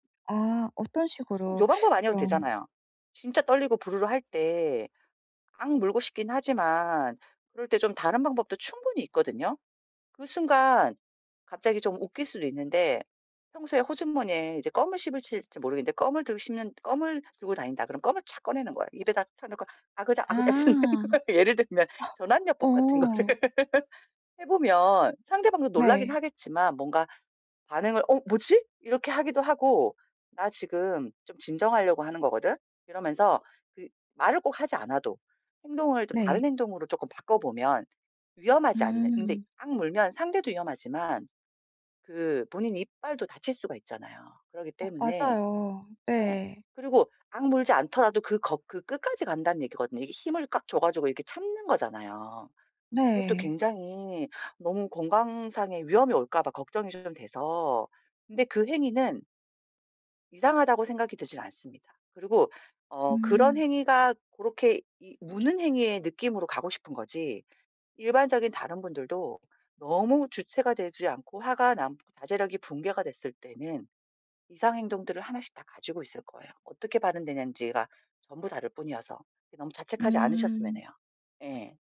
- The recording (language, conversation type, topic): Korean, advice, 충동과 갈망을 더 잘 알아차리려면 어떻게 해야 할까요?
- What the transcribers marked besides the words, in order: tapping; laugh; laughing while speaking: "씹는 거예요. 예를 들면"; laughing while speaking: "같은 거를"; laugh; other background noise